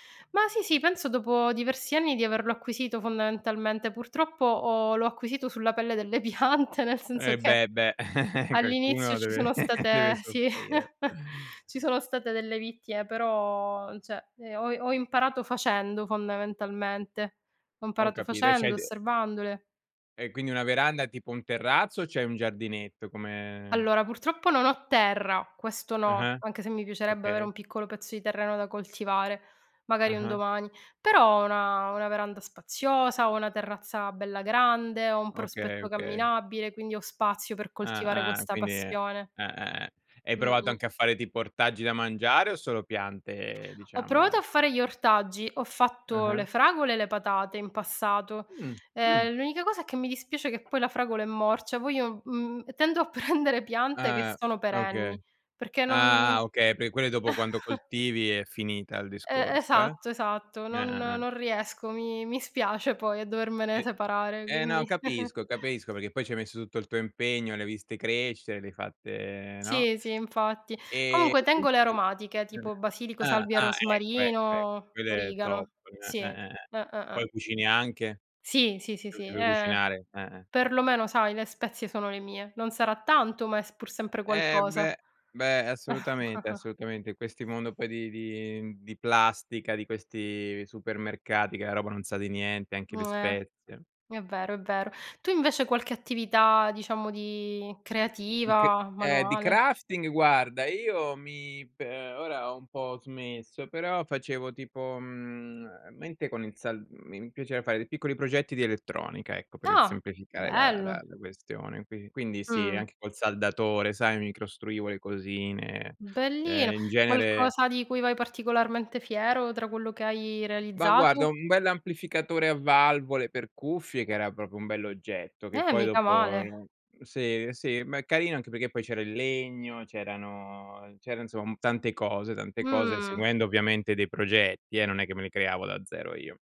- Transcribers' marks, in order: laughing while speaking: "piante"; chuckle; laughing while speaking: "sì"; chuckle; "cioè" said as "ceh"; "provato" said as "proato"; tapping; laughing while speaking: "prendere"; chuckle; chuckle; unintelligible speech; chuckle; other background noise; tsk; in English: "crafting"; "piaceva" said as "piacea"; "costruivo" said as "crostruivo"
- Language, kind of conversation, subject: Italian, unstructured, Come ti rilassi dopo una giornata stressante?